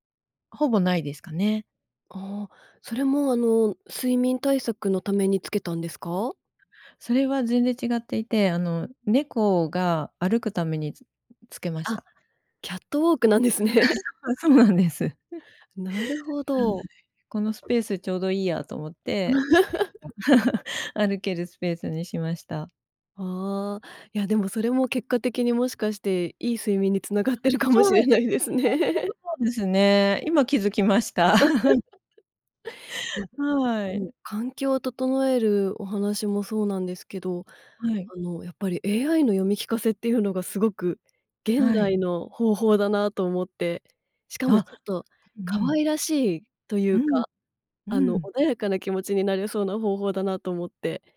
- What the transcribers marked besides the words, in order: laughing while speaking: "なんですね"; chuckle; laugh; laughing while speaking: "繋がってるかもしれないですね"; laugh
- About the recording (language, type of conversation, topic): Japanese, podcast, 快適に眠るために普段どんなことをしていますか？
- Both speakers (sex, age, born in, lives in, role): female, 35-39, Japan, Japan, host; female, 55-59, Japan, Japan, guest